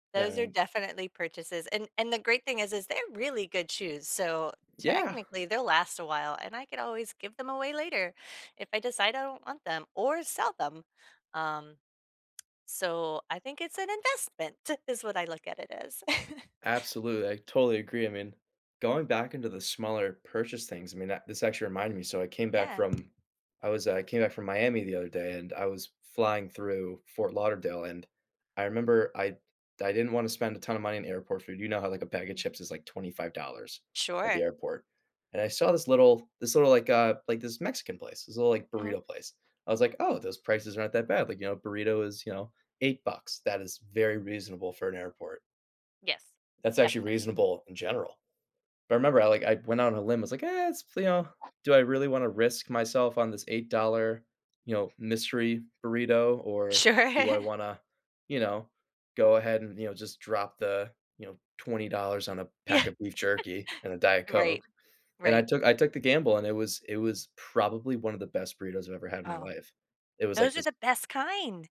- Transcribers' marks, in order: unintelligible speech; other background noise; tapping; chuckle; laughing while speaking: "Sure"; laughing while speaking: "Yeah"
- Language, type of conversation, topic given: English, unstructured, What’s a small purchase that made you really happy?
- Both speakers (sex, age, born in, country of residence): female, 45-49, United States, United States; male, 20-24, United States, United States